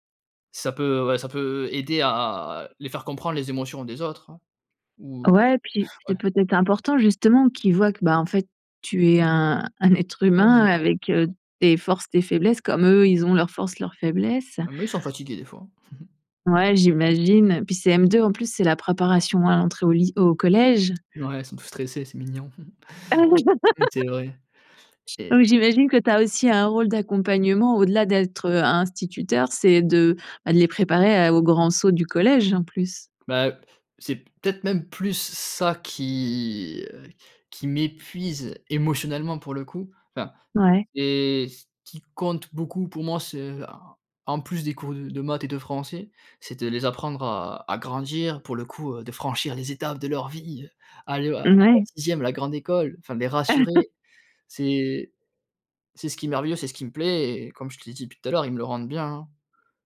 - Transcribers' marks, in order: drawn out: "à"; chuckle; unintelligible speech; chuckle; laugh; chuckle; drawn out: "qui"; drawn out: "et"; anticipating: "de franchir les étapes de leur vie, heu"; laugh
- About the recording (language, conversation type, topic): French, advice, Comment décririez-vous votre épuisement émotionnel après de longues heures de travail ?
- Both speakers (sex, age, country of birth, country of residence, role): female, 45-49, France, France, advisor; male, 30-34, France, France, user